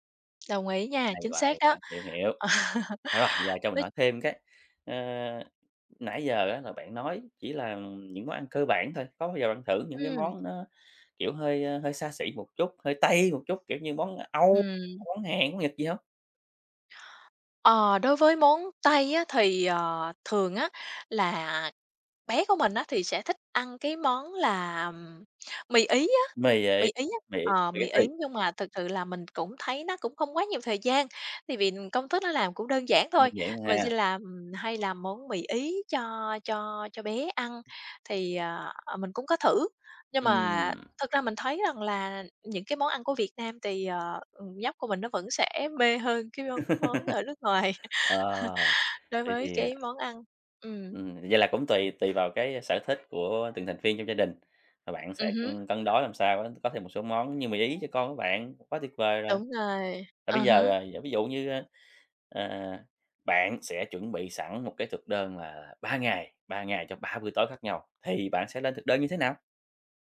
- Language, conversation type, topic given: Vietnamese, podcast, Bạn chuẩn bị bữa tối cho cả nhà như thế nào?
- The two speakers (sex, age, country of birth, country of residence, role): female, 35-39, Vietnam, Vietnam, guest; male, 30-34, Vietnam, Vietnam, host
- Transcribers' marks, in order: laughing while speaking: "Ờ"; other background noise; tapping; in Italian: "spaghetti"; laugh; laughing while speaking: "ngoài"; other noise